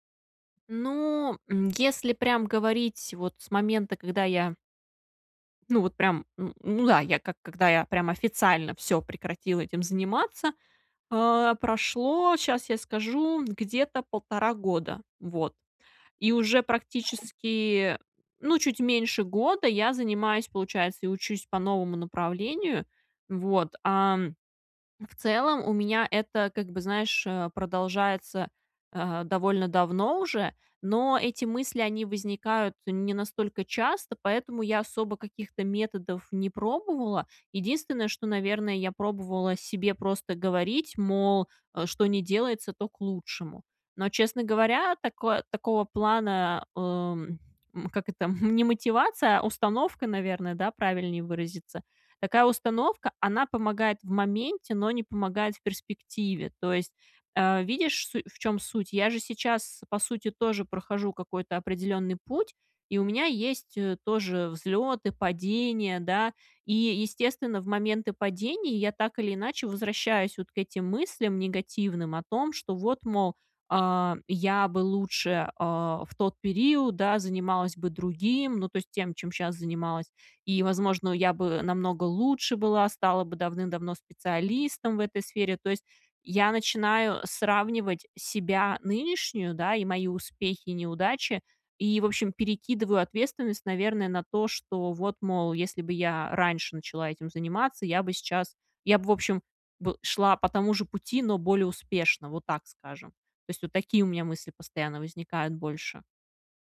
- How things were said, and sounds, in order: tapping; other background noise
- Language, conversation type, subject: Russian, advice, Как принять изменения и научиться видеть потерю как новую возможность для роста?